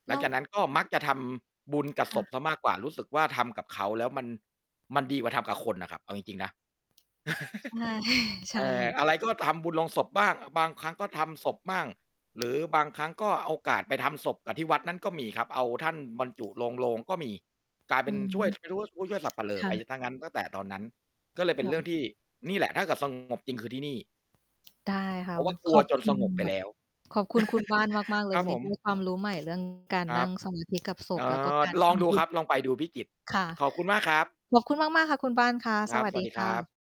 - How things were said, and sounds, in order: chuckle; other noise; mechanical hum; unintelligible speech; distorted speech; chuckle
- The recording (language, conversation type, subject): Thai, unstructured, คุณเคยมีประสบการณ์อะไรที่ทำให้รู้สึกสงบใจเวลาทำบุญบ้างไหม?